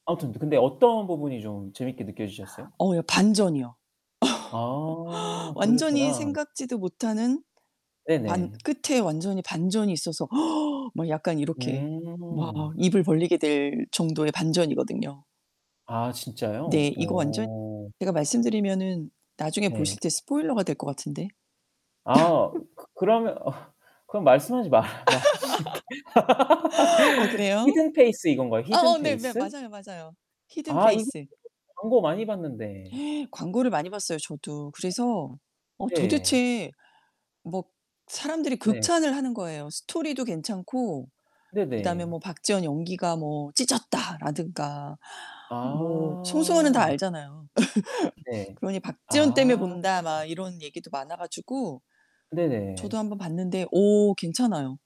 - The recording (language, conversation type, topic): Korean, unstructured, 요즘 가장 인상 깊게 본 영화는 무엇인가요?
- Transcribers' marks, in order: static; laugh; tapping; gasp; distorted speech; laugh; laughing while speaking: "마 말아 주지"; laugh; other background noise; gasp; laugh